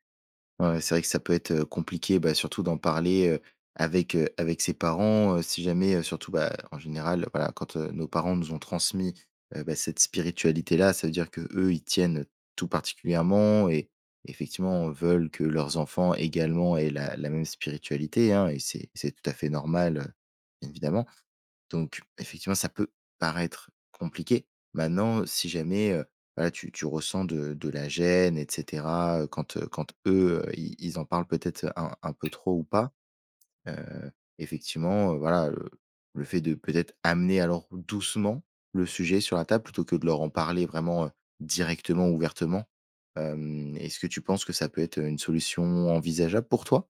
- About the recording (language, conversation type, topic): French, advice, Comment faire face à une période de remise en question de mes croyances spirituelles ou religieuses ?
- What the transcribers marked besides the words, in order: stressed: "spiritualité-là"; stressed: "particulièrement"; other background noise; stressed: "eux"; stressed: "amener"; stressed: "doucement"; stressed: "directement"